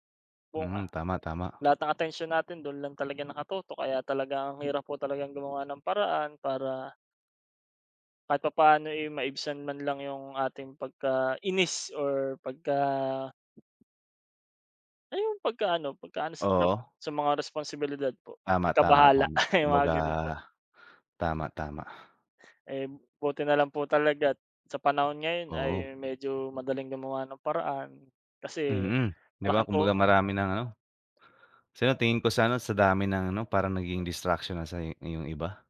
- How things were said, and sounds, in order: wind
- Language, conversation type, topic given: Filipino, unstructured, Ano ang nararamdaman mo kapag hindi mo magawa ang paborito mong libangan?